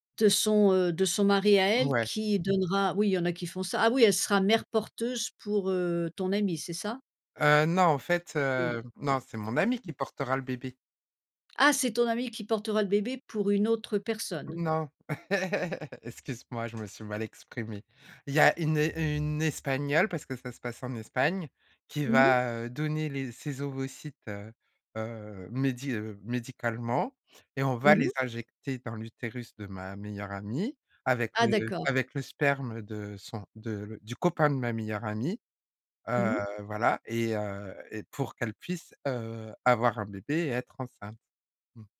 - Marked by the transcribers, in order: tapping; laugh
- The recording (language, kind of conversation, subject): French, podcast, Comment décider si l’on veut avoir des enfants ou non ?
- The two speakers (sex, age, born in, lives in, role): female, 40-44, France, France, host; female, 65-69, France, United States, guest